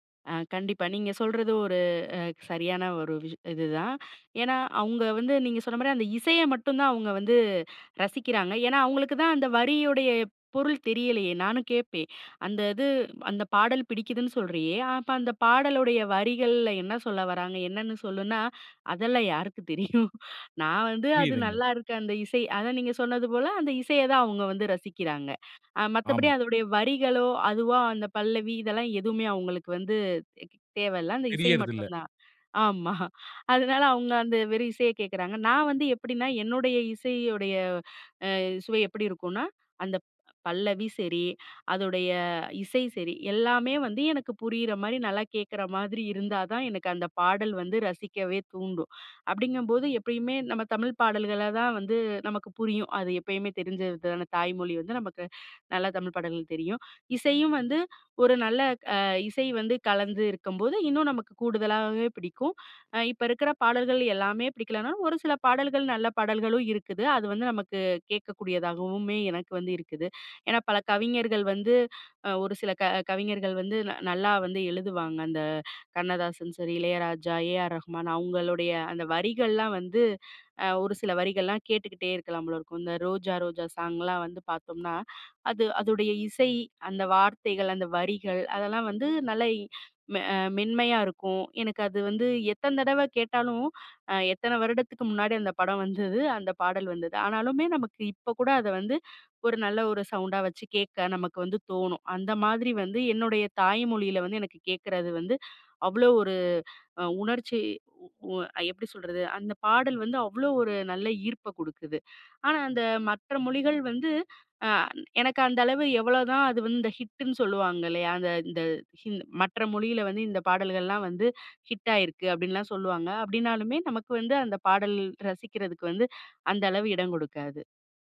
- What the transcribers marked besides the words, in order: laughing while speaking: "யாருக்கு தெரியும்"; laughing while speaking: "ஆமா"; "எத்தன" said as "எத்தன்"; in English: "சவுண்டா"
- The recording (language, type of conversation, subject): Tamil, podcast, மொழி உங்கள் பாடல்களை ரசிப்பதில் எந்த விதமாக பங்காற்றுகிறது?